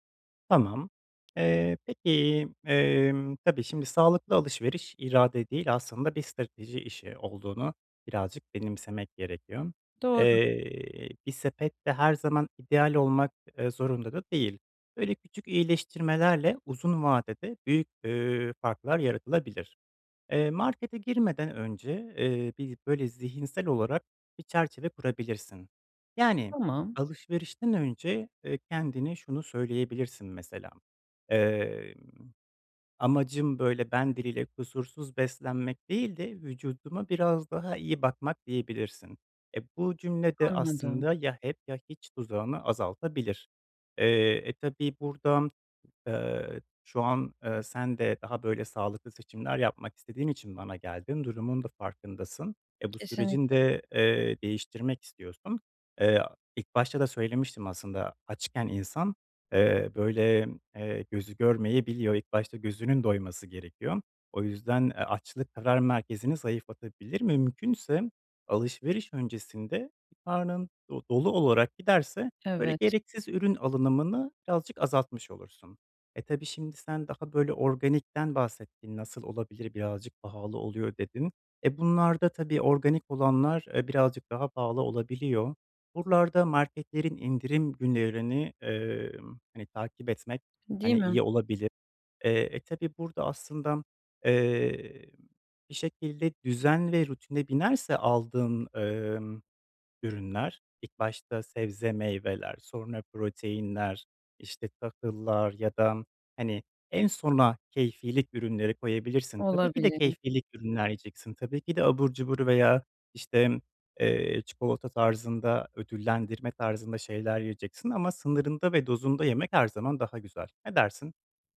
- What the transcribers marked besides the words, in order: tapping; "Buralarda" said as "burlarda"
- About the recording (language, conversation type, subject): Turkish, advice, Markette alışveriş yaparken nasıl daha sağlıklı seçimler yapabilirim?